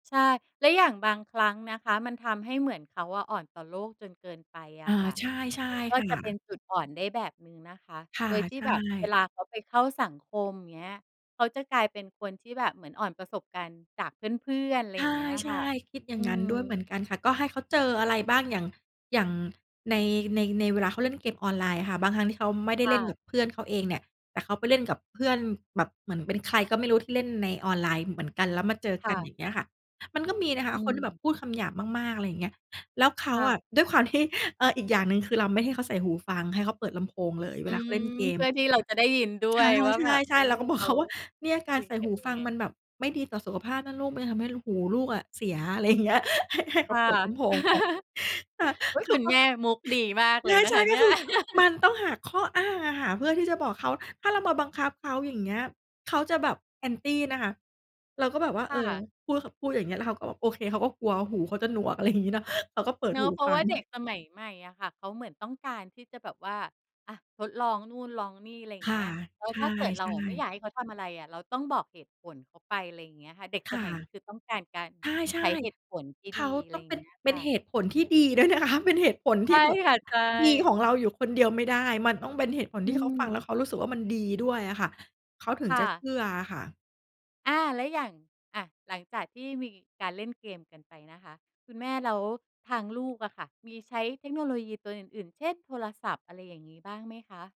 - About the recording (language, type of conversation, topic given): Thai, podcast, คุณสอนเด็กให้ใช้เทคโนโลยีอย่างปลอดภัยยังไง?
- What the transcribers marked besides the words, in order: laughing while speaking: "เขาว่า"; laughing while speaking: "อย่างเงี้ย"; chuckle; giggle; laughing while speaking: "ด้วยนะคะ"